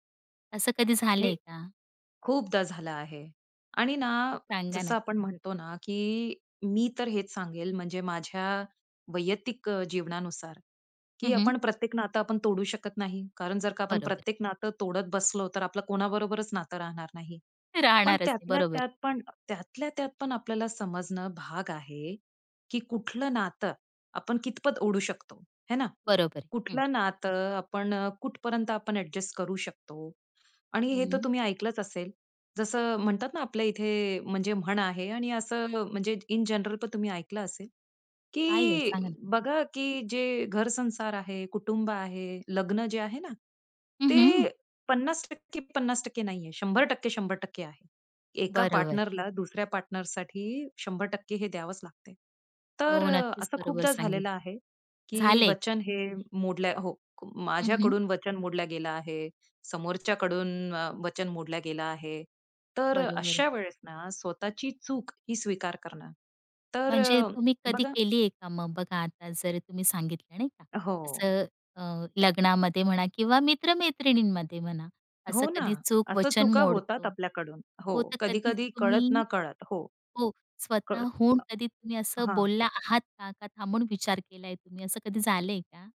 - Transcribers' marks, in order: tapping; background speech; anticipating: "हं, हं"; other background noise; unintelligible speech
- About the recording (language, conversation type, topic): Marathi, podcast, एखादं वचन मोडलं तर नातं कसं ठीक कराल?